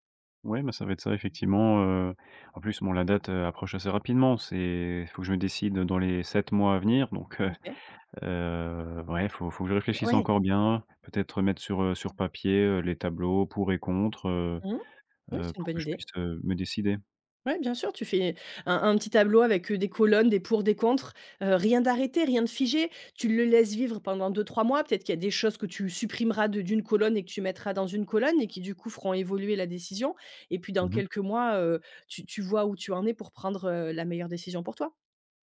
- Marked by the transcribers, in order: none
- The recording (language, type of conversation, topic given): French, advice, Faut-il quitter un emploi stable pour saisir une nouvelle opportunité incertaine ?